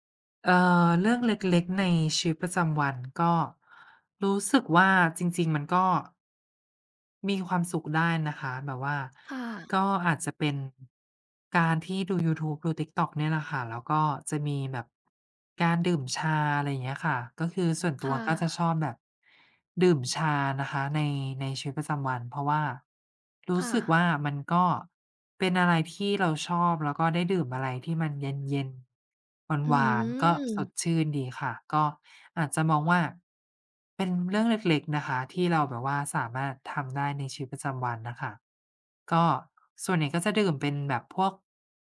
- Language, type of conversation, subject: Thai, unstructured, คุณมีวิธีอย่างไรในการรักษาความสุขในชีวิตประจำวัน?
- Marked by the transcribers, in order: none